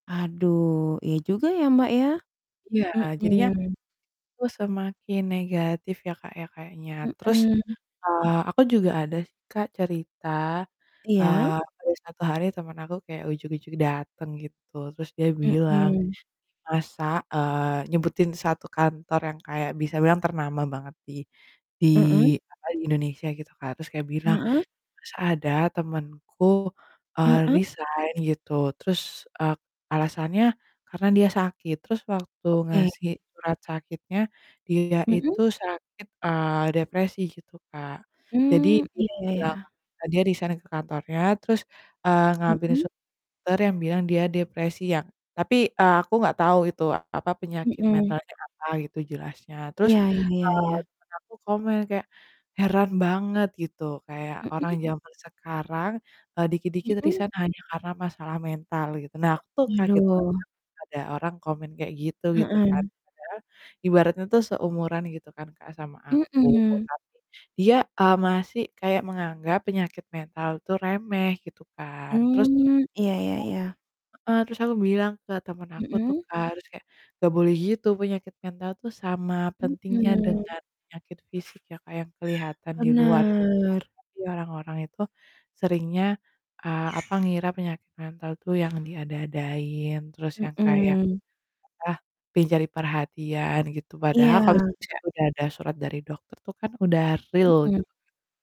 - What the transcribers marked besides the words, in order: tapping; distorted speech; other background noise; unintelligible speech; static; unintelligible speech; bird; in English: "real"
- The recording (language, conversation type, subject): Indonesian, unstructured, Apa pendapat kamu tentang stigma negatif terhadap orang yang mengalami masalah kesehatan mental?